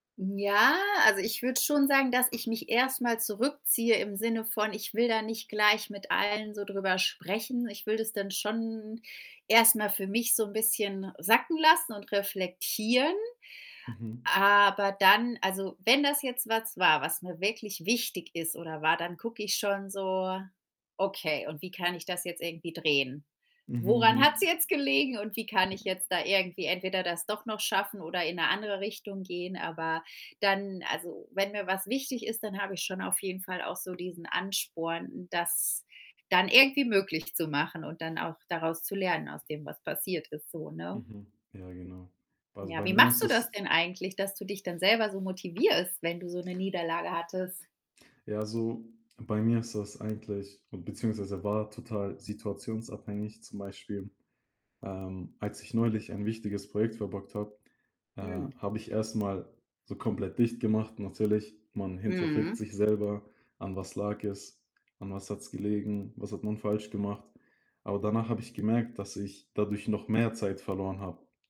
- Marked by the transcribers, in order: other background noise; distorted speech; static; "hinterfragt" said as "hinterfrägt"
- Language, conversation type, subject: German, unstructured, Wie gehst du mit Versagen um?